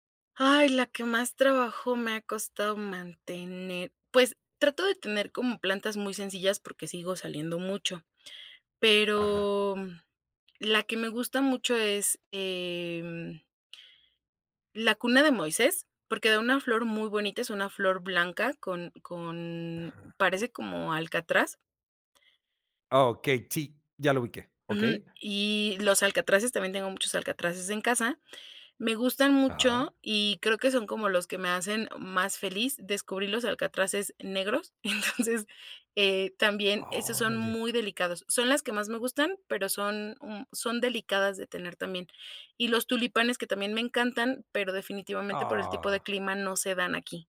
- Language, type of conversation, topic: Spanish, podcast, ¿Qué descubriste al empezar a cuidar plantas?
- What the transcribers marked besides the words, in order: laughing while speaking: "Entonces"